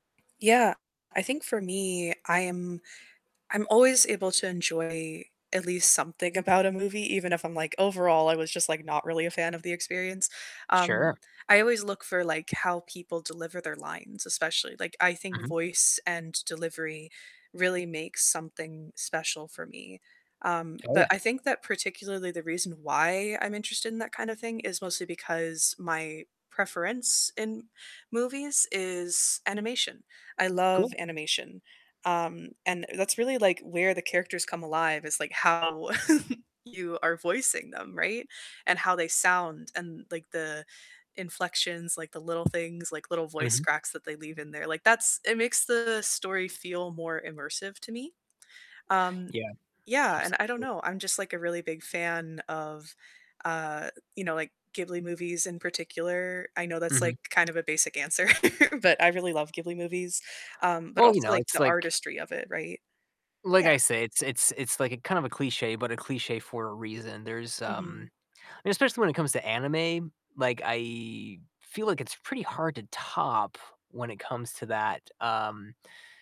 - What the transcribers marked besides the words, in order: static; distorted speech; chuckle; tapping; chuckle; drawn out: "I"
- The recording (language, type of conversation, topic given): English, unstructured, What makes a movie memorable for you?